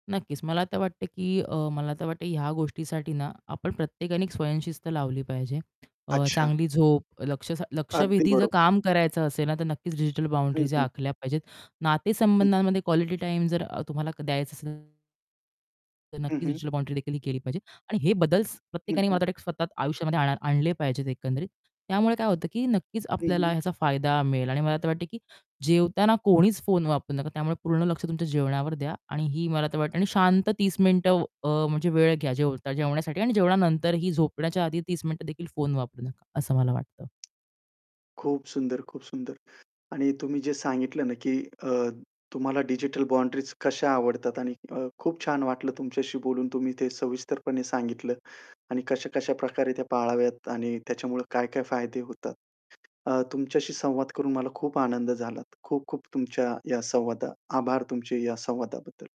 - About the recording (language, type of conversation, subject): Marathi, podcast, तुम्हाला तुमच्या डिजिटल वापराच्या सीमा कशा ठरवायला आवडतात?
- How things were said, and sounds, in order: tapping; other background noise; distorted speech; in English: "रिचुअल"; "झाला" said as "झालात"